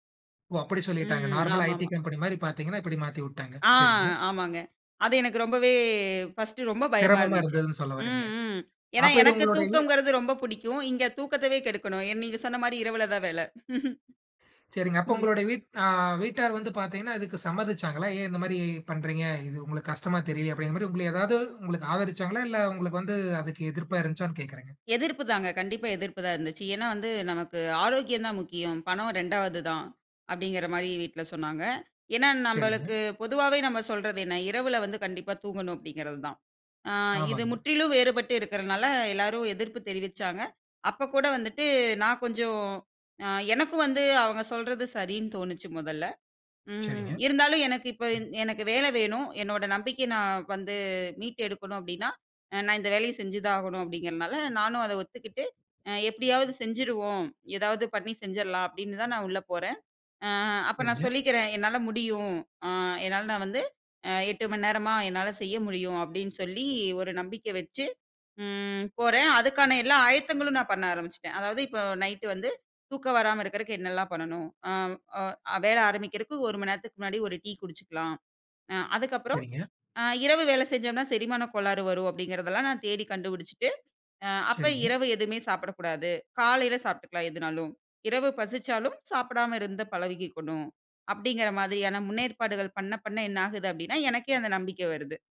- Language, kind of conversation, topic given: Tamil, podcast, தன்னைத்தானே பேசி உங்களை ஊக்குவிக்க நீங்கள் பயன்படுத்தும் வழிமுறைகள் என்ன?
- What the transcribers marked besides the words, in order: in English: "நார்மலா"; other noise; chuckle; tapping